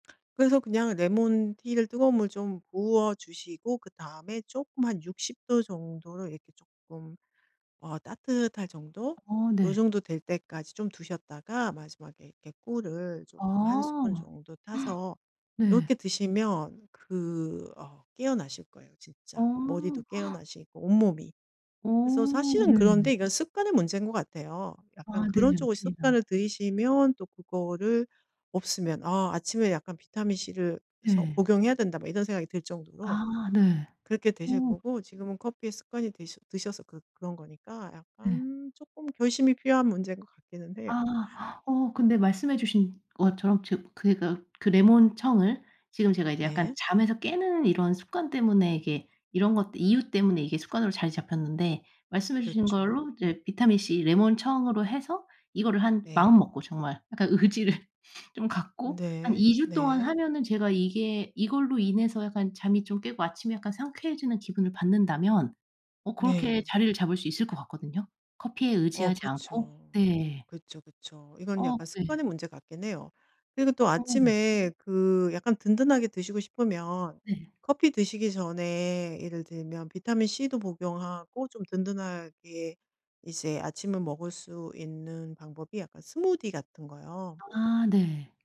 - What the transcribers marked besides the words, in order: tapping; other background noise; gasp; gasp; laughing while speaking: "의지를"
- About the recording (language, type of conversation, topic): Korean, advice, 나쁜 습관을 새롭고 건강한 습관으로 바꾸려면 어떻게 시작하고 꾸준히 이어갈 수 있을까요?
- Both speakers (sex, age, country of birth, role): female, 35-39, South Korea, user; female, 50-54, South Korea, advisor